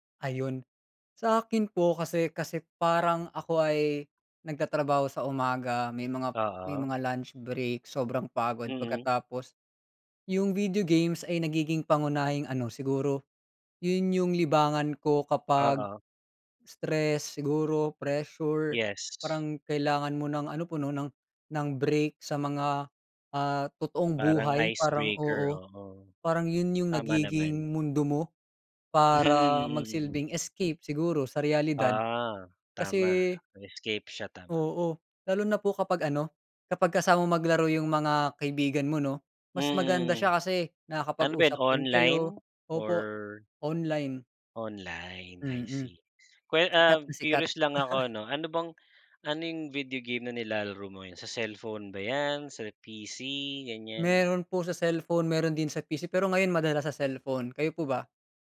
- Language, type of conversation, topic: Filipino, unstructured, Paano ginagamit ng mga kabataan ang larong bidyo bilang libangan sa kanilang oras ng pahinga?
- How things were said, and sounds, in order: wind; other background noise; laugh